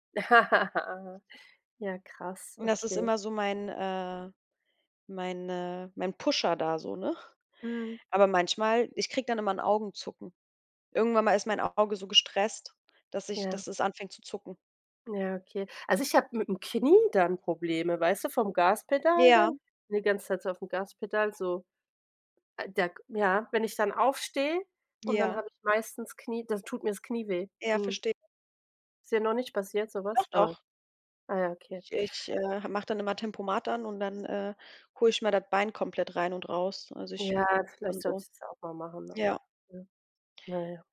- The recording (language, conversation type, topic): German, unstructured, Wie organisierst du deinen Tag, damit du alles schaffst?
- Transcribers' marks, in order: laugh; in English: "Pusher"; unintelligible speech